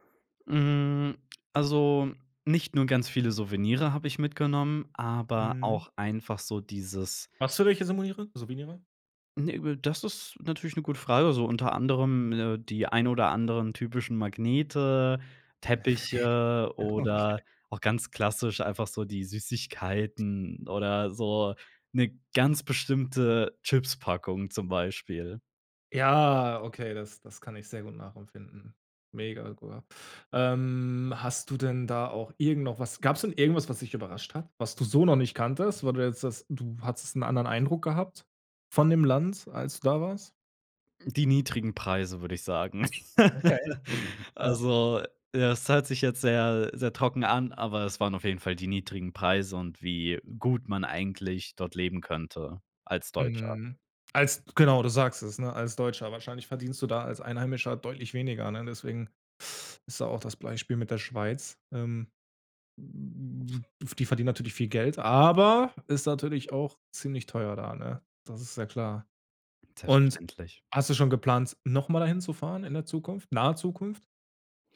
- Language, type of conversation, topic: German, podcast, Was war dein schönstes Reiseerlebnis und warum?
- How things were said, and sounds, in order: "Souvenirs" said as "Souvenire"; "Souvenirs" said as "Souvenire"; chuckle; laughing while speaking: "Okay"; drawn out: "Ja"; laugh; other noise; put-on voice: "aber"